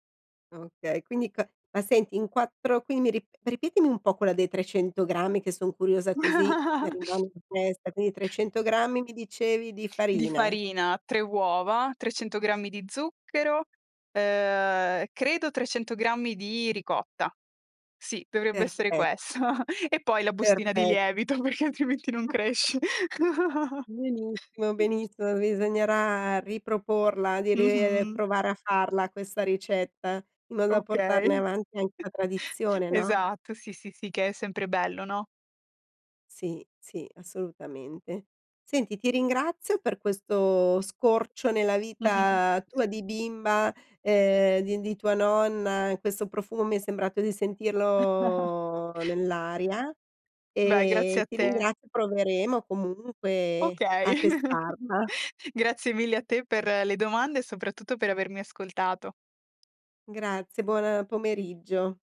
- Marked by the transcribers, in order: giggle; laughing while speaking: "questo"; chuckle; laughing while speaking: "perché altrimenti non cresce"; giggle; laughing while speaking: "Okay"; chuckle; chuckle; chuckle; giggle
- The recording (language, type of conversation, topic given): Italian, podcast, Quale piatto ti fa tornare in mente tua nonna?